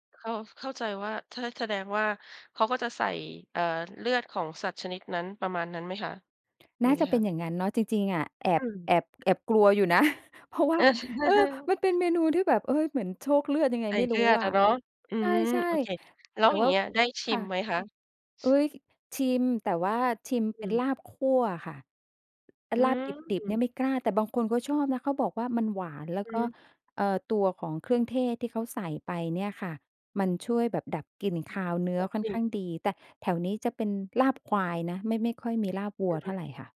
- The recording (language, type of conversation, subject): Thai, podcast, มีอาหารประจำเทศกาลจานไหนบ้างที่ทำให้คุณคิดถึงครอบครัวทุกปี?
- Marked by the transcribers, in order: tapping; laugh; laughing while speaking: "นะ"